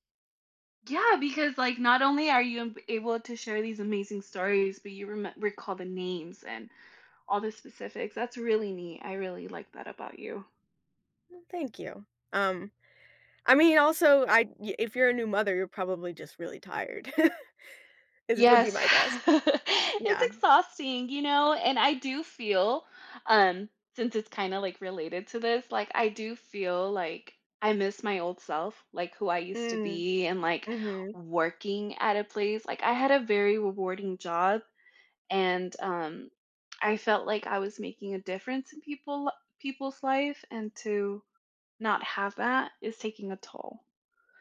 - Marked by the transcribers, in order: chuckle; laugh
- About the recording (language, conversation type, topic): English, unstructured, Do you prefer working from home or working in an office?
- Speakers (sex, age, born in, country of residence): female, 30-34, Mexico, United States; female, 30-34, United States, United States